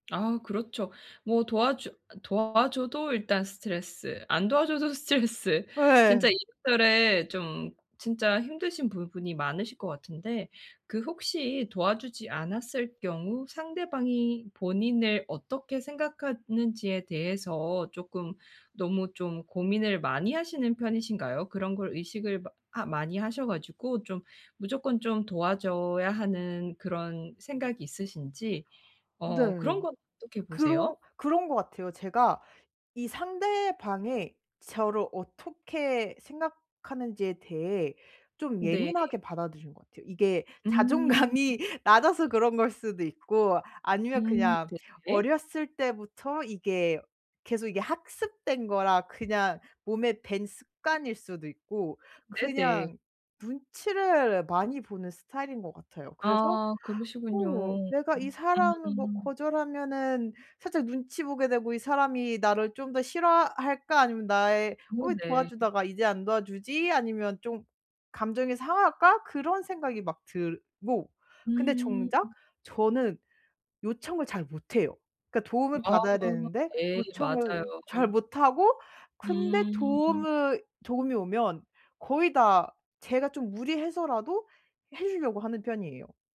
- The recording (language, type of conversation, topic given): Korean, advice, 감정 소진 없이 원치 않는 조언을 정중히 거절하려면 어떻게 말해야 할까요?
- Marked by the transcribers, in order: other background noise; laughing while speaking: "자존감이"